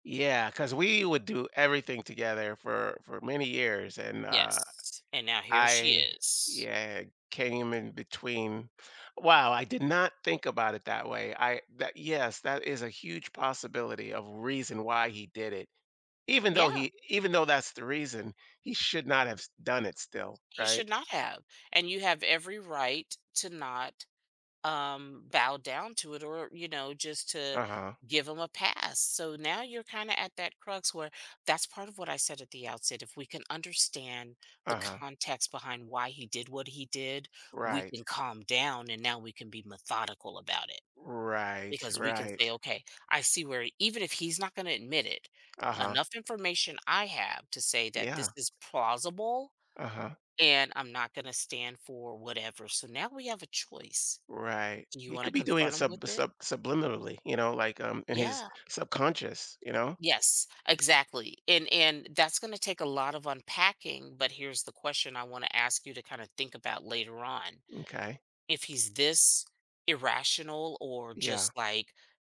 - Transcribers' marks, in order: other background noise; tapping
- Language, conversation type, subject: English, advice, How do I cope with shock after a close friend's betrayal?